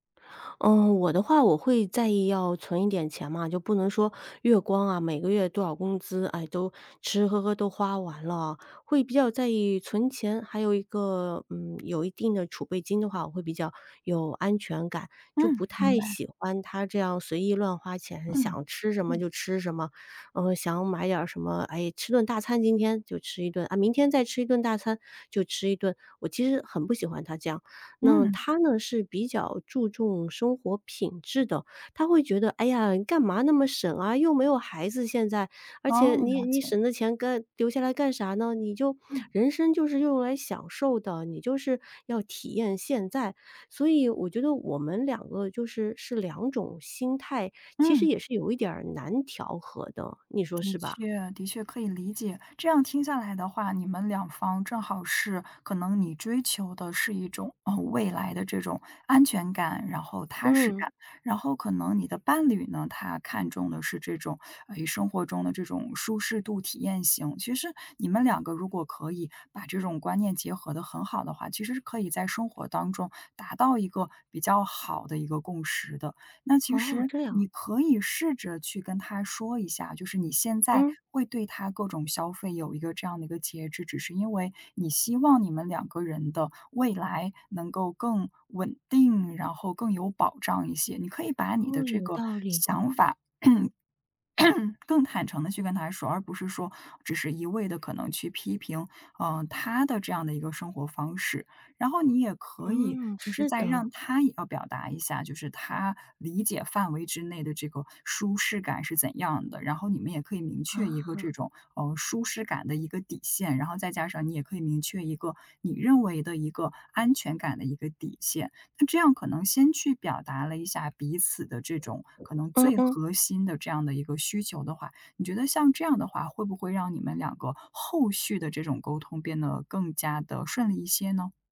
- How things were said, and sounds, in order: tapping; other background noise; throat clearing
- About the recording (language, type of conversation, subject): Chinese, advice, 你和伴侣因日常开支意见不合、总是争吵且难以达成共识时，该怎么办？